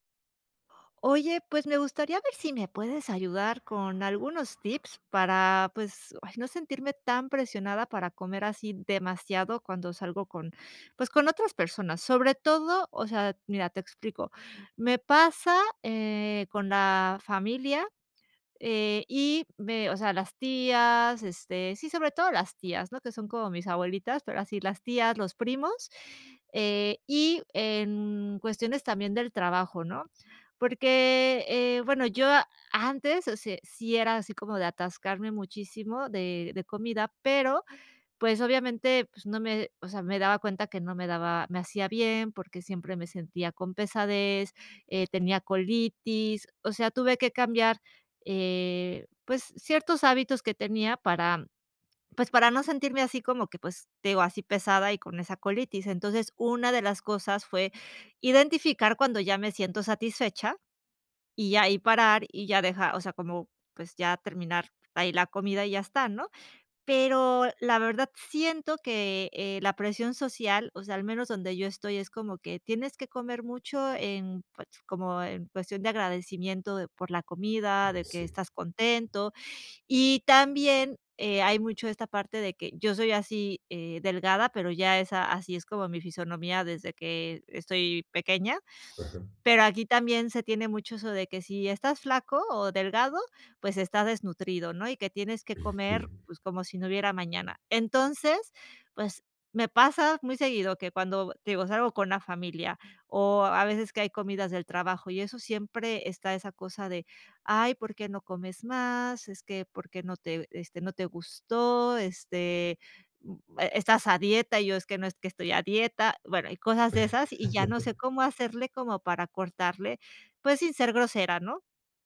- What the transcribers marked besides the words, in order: sniff; laugh
- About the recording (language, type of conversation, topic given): Spanish, advice, ¿Cómo puedo manejar la presión social para comer cuando salgo con otras personas?